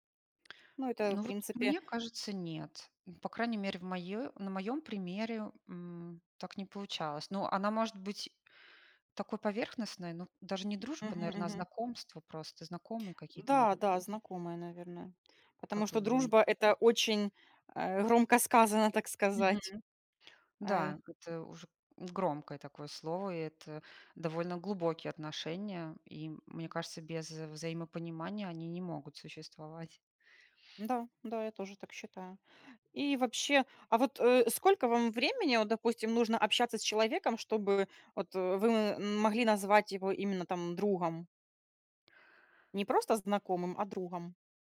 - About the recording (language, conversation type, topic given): Russian, unstructured, Как вы относитесь к дружбе с людьми, которые вас не понимают?
- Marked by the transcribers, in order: tapping; other background noise